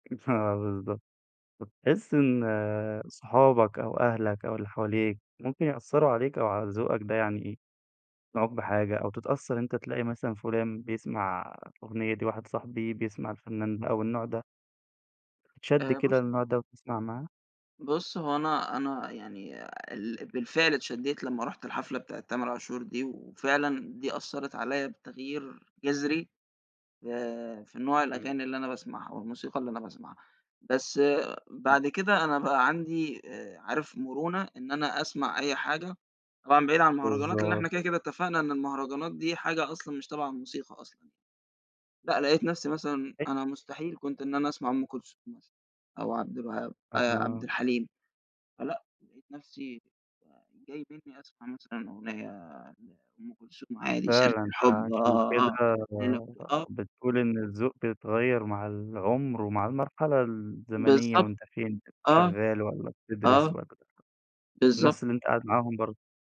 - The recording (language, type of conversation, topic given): Arabic, podcast, إزاي ذوقك في الموسيقى بيتغيّر مع الوقت؟
- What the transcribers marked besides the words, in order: unintelligible speech; unintelligible speech; unintelligible speech